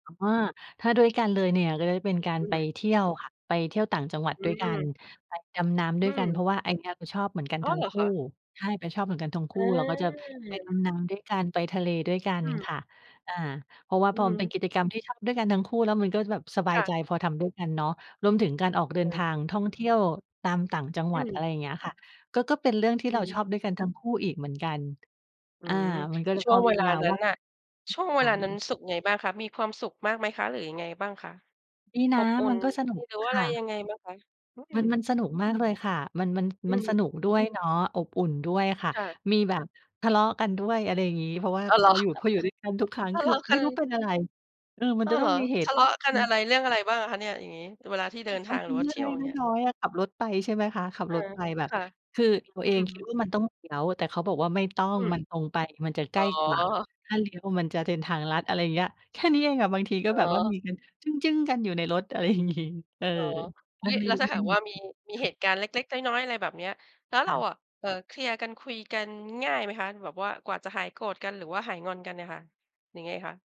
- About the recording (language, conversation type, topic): Thai, podcast, คุณคิดอย่างไรเกี่ยวกับการให้พื้นที่ส่วนตัวในความสัมพันธ์ของคู่รัก?
- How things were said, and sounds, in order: other background noise; laughing while speaking: "เหรอ ?"; chuckle; laughing while speaking: "อย่างงี้"